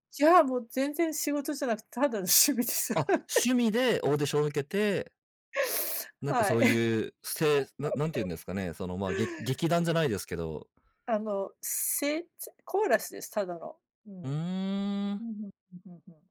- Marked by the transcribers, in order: laughing while speaking: "ただの趣味です"; laugh; laugh
- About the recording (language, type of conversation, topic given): Japanese, unstructured, あなたにとって幸せとは何ですか？